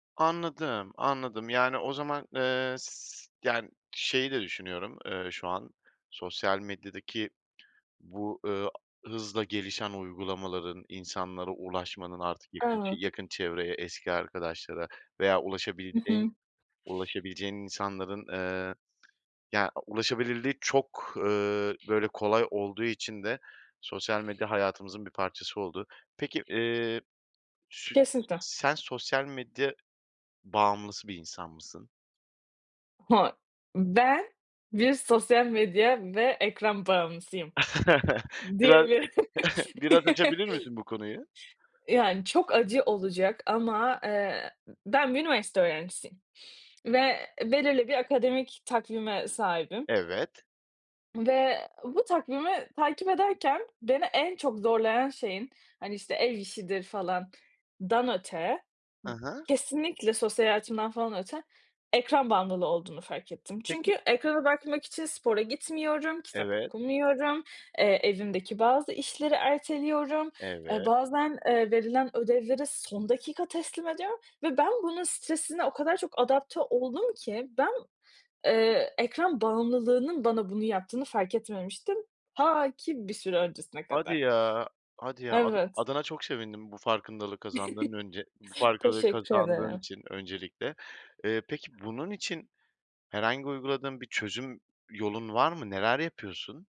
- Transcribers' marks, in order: other background noise; unintelligible speech; unintelligible speech; chuckle; tapping; chuckle; laugh; other noise; chuckle
- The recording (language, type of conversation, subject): Turkish, podcast, Sosyal medyanın gerçek hayattaki ilişkileri nasıl etkilediğini düşünüyorsun?